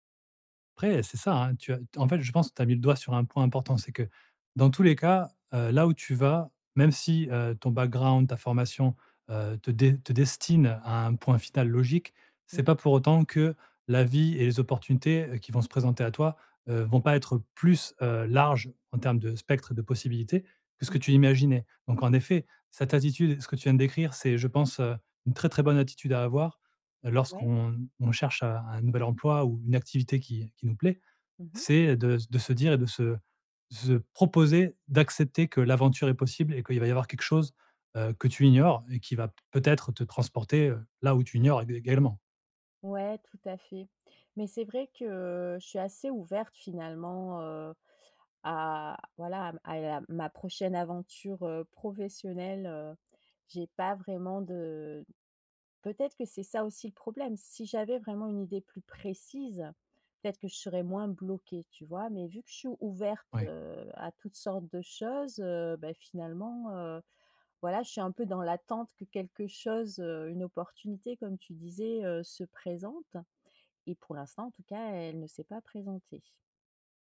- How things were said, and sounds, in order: other background noise; in English: "background"; stressed: "larges"; tapping
- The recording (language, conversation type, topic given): French, advice, Pourquoi ai-je l’impression de stagner dans mon évolution de carrière ?